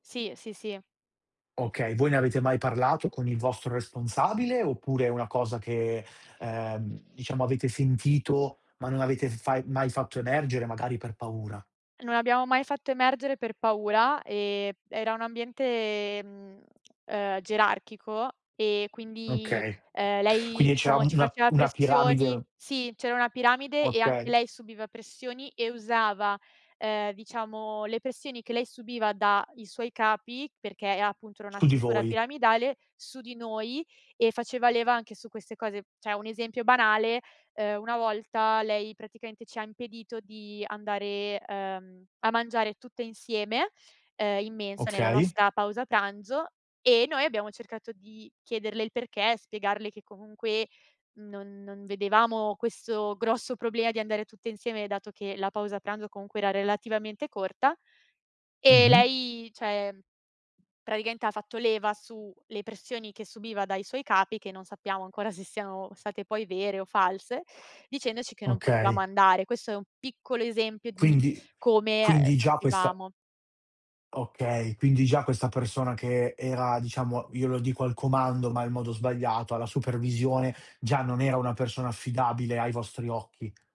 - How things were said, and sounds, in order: other background noise; tsk; tapping; "Cioè" said as "ceh"; "problema" said as "problea"; "cioè" said as "ceh"; "praticamente" said as "praicamente"; laughing while speaking: "se siano"; "state" said as "sate"; teeth sucking; "il" said as "l"
- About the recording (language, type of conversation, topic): Italian, advice, Come descriveresti l’esaurimento mentale dopo giorni o settimane senza ispirazione?